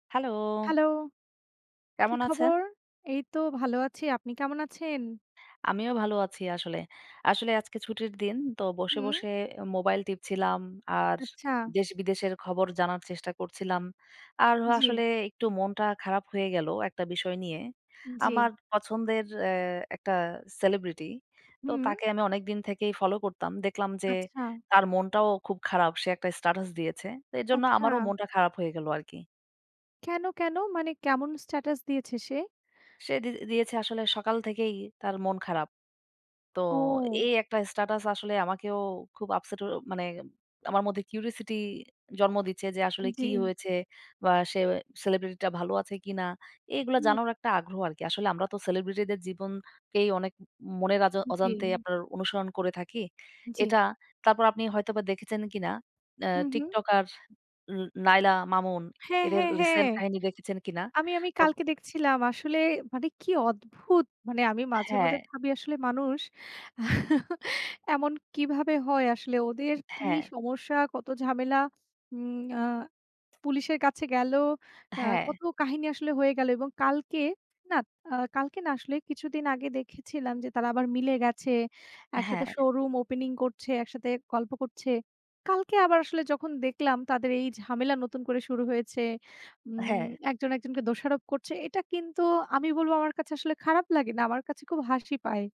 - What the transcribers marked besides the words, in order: in English: "curosity"; chuckle
- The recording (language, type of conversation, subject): Bengali, unstructured, আপনার কি মনে হয় সামাজিক যোগাযোগমাধ্যম মানুষের মন খারাপ করে?